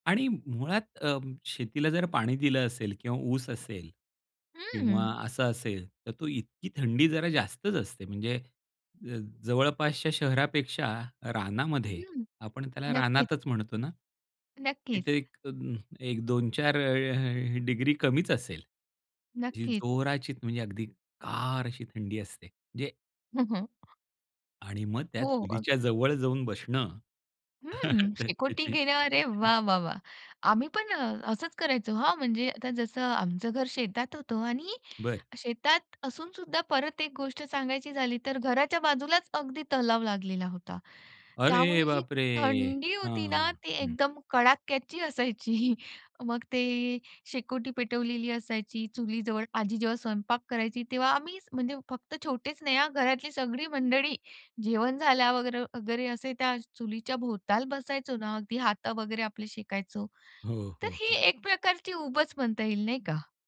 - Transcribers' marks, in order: other background noise; chuckle; surprised: "अरे बापरे!"; chuckle; tapping
- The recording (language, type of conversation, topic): Marathi, podcast, तुम्हाला घरातील उब कशी जाणवते?